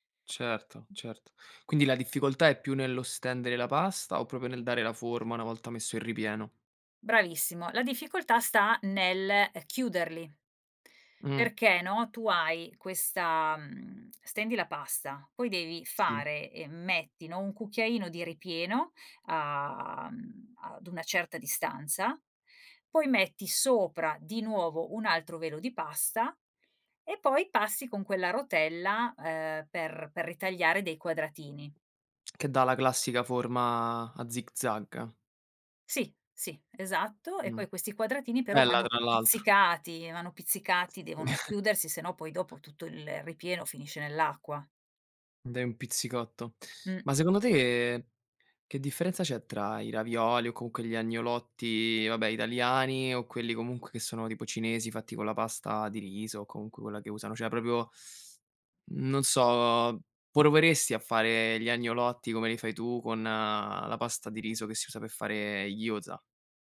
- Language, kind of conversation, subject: Italian, podcast, C’è una ricetta che racconta la storia della vostra famiglia?
- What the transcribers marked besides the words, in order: other background noise; "proprio" said as "propio"; chuckle; "proprio" said as "propio"